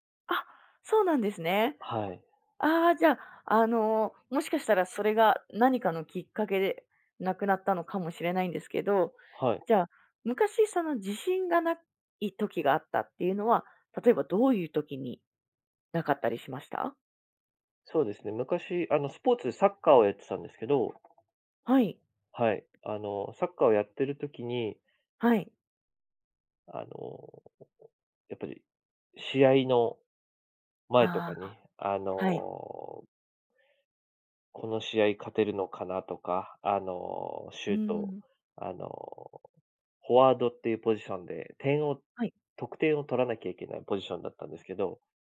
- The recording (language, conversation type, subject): Japanese, podcast, 自信がないとき、具体的にどんな対策をしていますか?
- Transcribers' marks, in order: other noise; other background noise